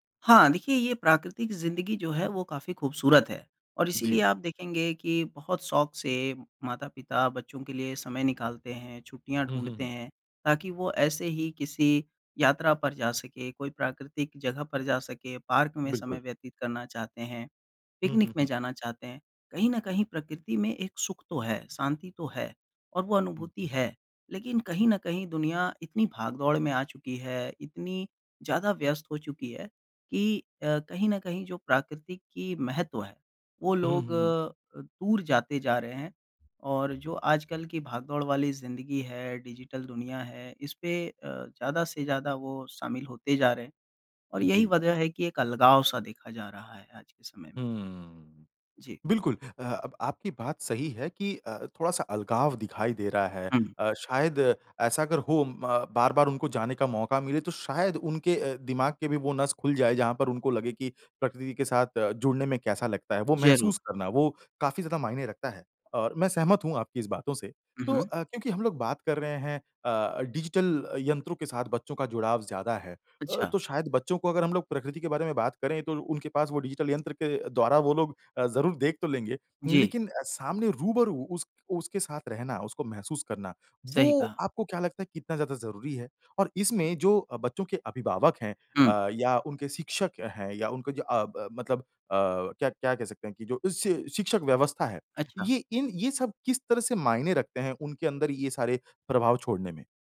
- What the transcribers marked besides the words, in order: tapping
- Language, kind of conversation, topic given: Hindi, podcast, बच्चों को प्रकृति से जोड़े रखने के प्रभावी तरीके